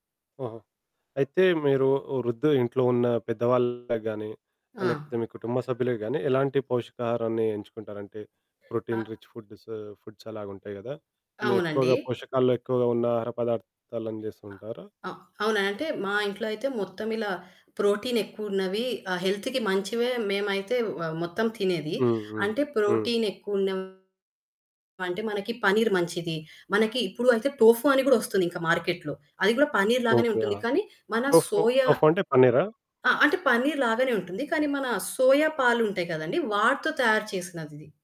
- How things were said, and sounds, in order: distorted speech; other background noise; in English: "ప్రోటీన్ రిచ్ ఫుడ్స్, ఫుడ్స్"; in English: "హెల్త్‌కి"; in English: "టోఫు"; in English: "మార్కెట్‌లో"; in English: "టోఫు టోఫు"
- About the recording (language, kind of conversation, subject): Telugu, podcast, వంటను పంచుకునేటప్పుడు అందరి ఆహార అలవాట్ల భిన్నతలను మీరు ఎలా గౌరవిస్తారు?